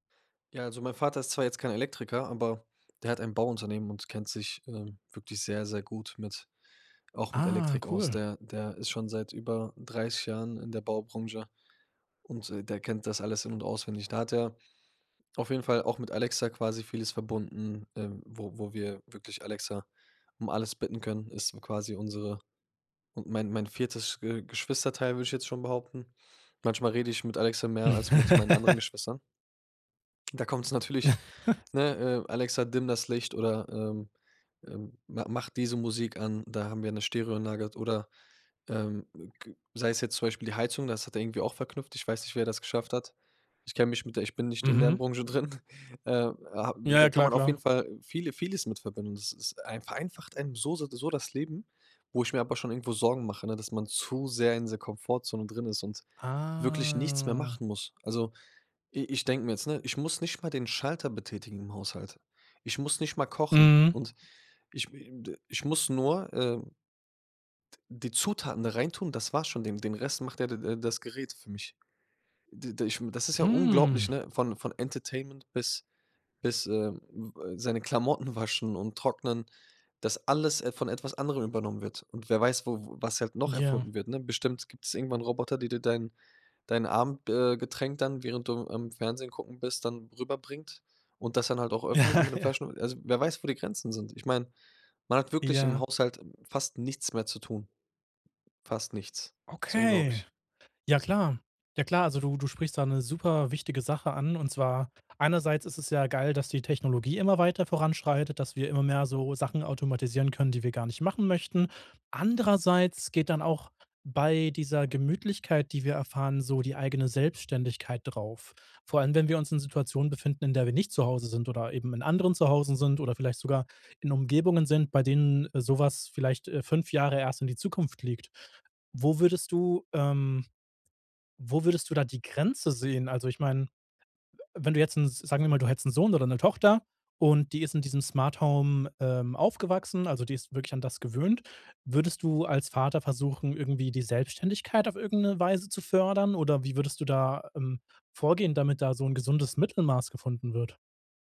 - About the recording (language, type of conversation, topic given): German, podcast, Wie beeinflusst ein Smart-Home deinen Alltag?
- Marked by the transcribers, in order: drawn out: "Ah"; chuckle; laughing while speaking: "natürlich"; laugh; laughing while speaking: "drin"; drawn out: "Ah"; surprised: "Hm"; laughing while speaking: "Ja"; "Zuhause" said as "Zuhausen"